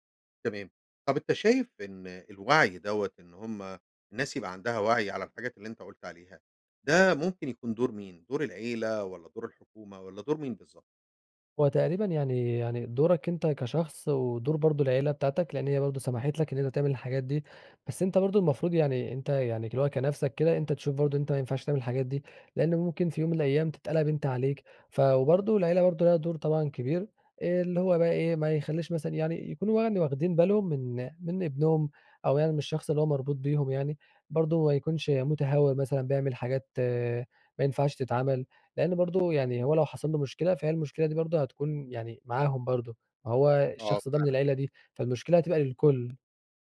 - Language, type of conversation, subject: Arabic, podcast, إزاي السوشيال ميديا أثّرت على علاقاتك اليومية؟
- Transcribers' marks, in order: other background noise